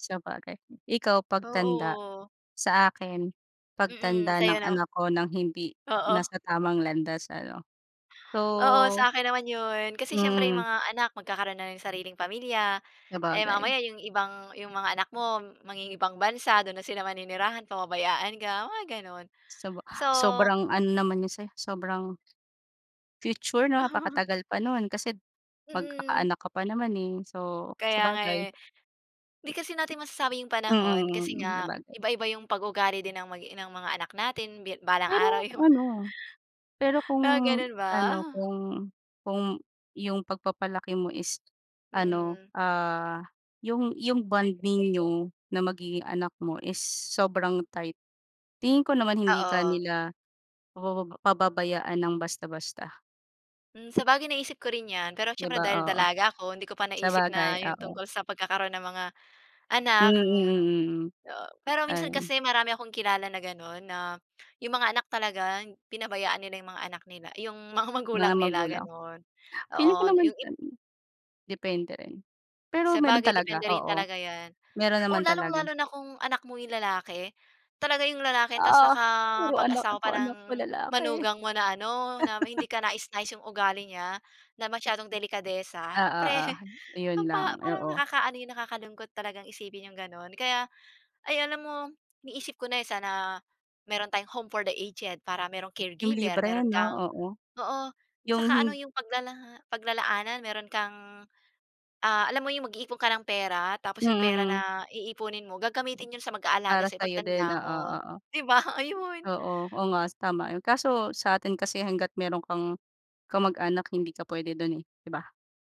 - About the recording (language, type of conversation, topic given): Filipino, unstructured, Ano ang pinakakinatatakutan mong mangyari sa kinabukasan mo?
- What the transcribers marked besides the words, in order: tapping; chuckle; other background noise; laughing while speaking: "ba?"; wind; laughing while speaking: "mga"; chuckle; laughing while speaking: "Siyempre"; in English: "home for the aged"; laughing while speaking: "'di ba?"